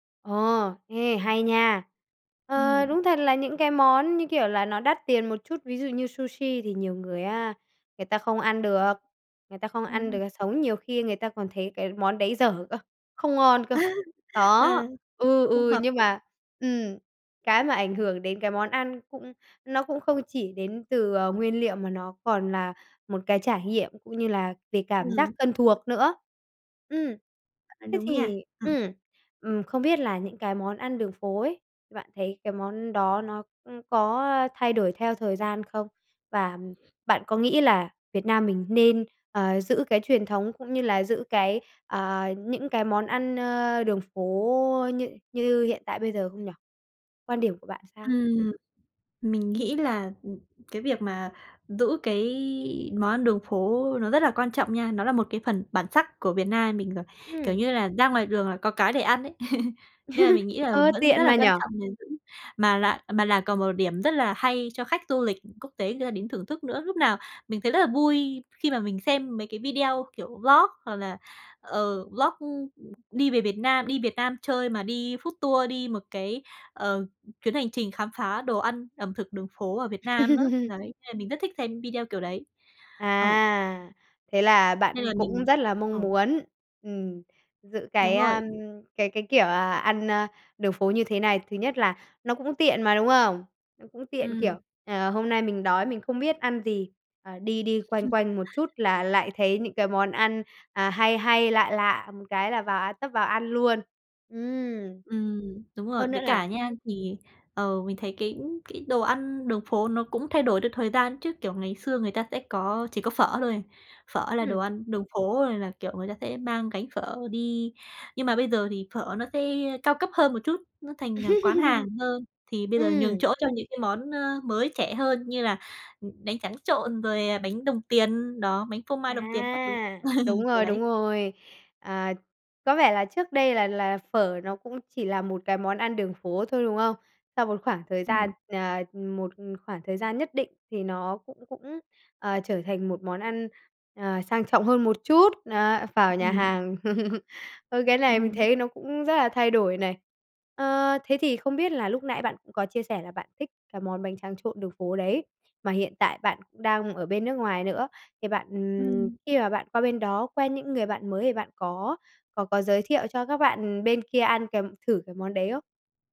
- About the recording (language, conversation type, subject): Vietnamese, podcast, Bạn nhớ nhất món ăn đường phố nào và vì sao?
- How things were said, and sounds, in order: tapping; laugh; unintelligible speech; other background noise; laugh; in English: "vlog"; in English: "vlog"; in English: "food tour"; laugh; laugh; laugh; laugh; laugh; laughing while speaking: "Ừm"